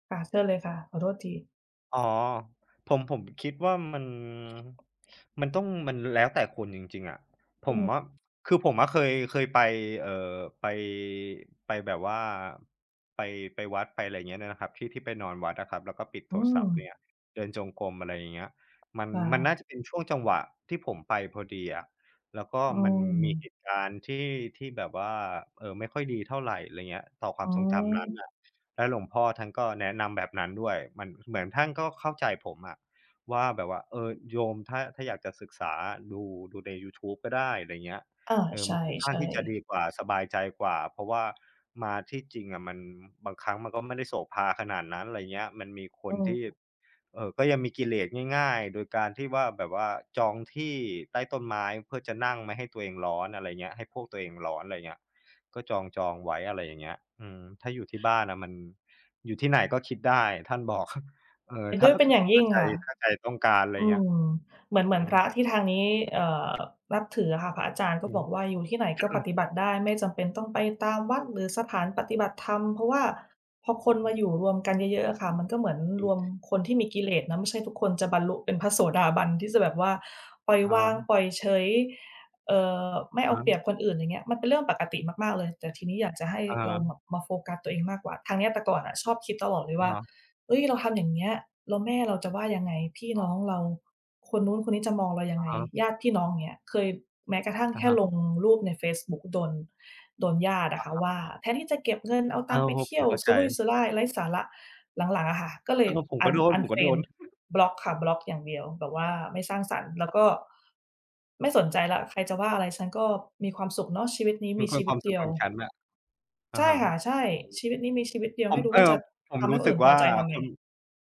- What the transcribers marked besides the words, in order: chuckle; throat clearing; chuckle
- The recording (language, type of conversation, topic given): Thai, unstructured, คุณคิดว่าการให้อภัยส่งผลต่อชีวิตของเราอย่างไร?